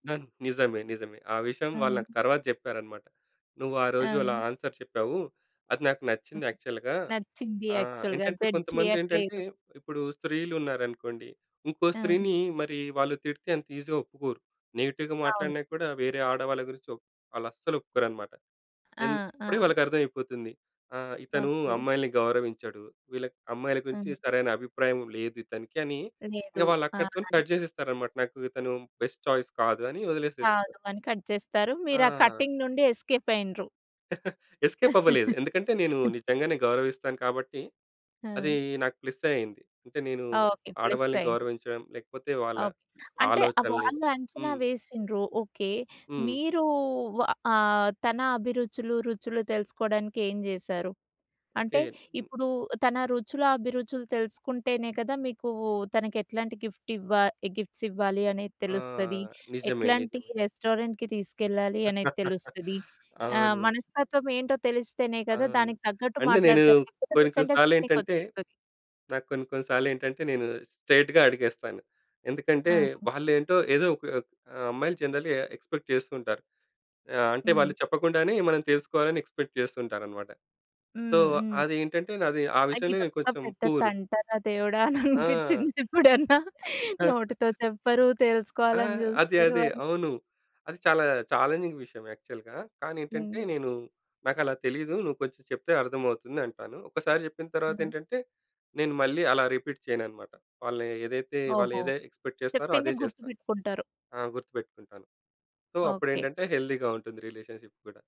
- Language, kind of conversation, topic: Telugu, podcast, ఎవరైనా వ్యక్తి అభిరుచిని తెలుసుకోవాలంటే మీరు ఏ రకమైన ప్రశ్నలు అడుగుతారు?
- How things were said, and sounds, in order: in English: "ఆన్సర్"; other noise; in English: "యాక్చువల్‌గా"; in English: "యాక్చువల్‌గా జడ్జ్"; in English: "ఈజీగా"; in English: "నెగెటివ్‌గా"; in English: "కట్"; in English: "బెస్ట్ ఛాయిస్"; in English: "కట్"; in English: "కటింగ్"; in English: "ఎస్కేప్"; chuckle; in English: "ఎస్కేప్"; laugh; in English: "ప్లస్"; other background noise; in English: "గిఫ్ట్"; in English: "గిఫ్ట్స్"; in English: "రెస్టారెంట్‌కి"; laugh; in English: "మిసండర్‌స్టాండింగ్"; in English: "స్ట్రెయిట్‌గా"; in English: "జనరల్‌గా ఎక్స్‌పెక్ట్"; in English: "ఎక్స్‌పెక్ట్"; in English: "సో"; laughing while speaking: "అని అనిపించింది ఇప్పుడన్నా! నోటితో చెప్పరు తెలుసుకోవాలని చూస్తారు అని"; laugh; in English: "ఛాలెంజింగ్"; in English: "యాక్చువల్‌గా"; in English: "రిపీట్"; in English: "ఎక్స్పెక్ట్"; in English: "సో"; in English: "హెల్తీగా"; tapping; in English: "రిలేషన్షిప్"